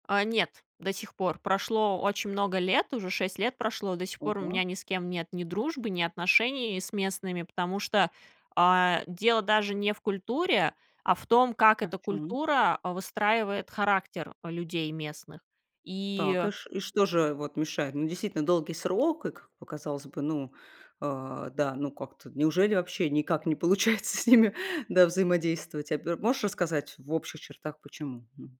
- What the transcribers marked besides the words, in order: laughing while speaking: "не получается с ними"
- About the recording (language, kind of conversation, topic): Russian, podcast, Как вы обычно находите людей, которые вам по душе?
- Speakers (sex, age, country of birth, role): female, 30-34, Russia, guest; female, 35-39, Russia, host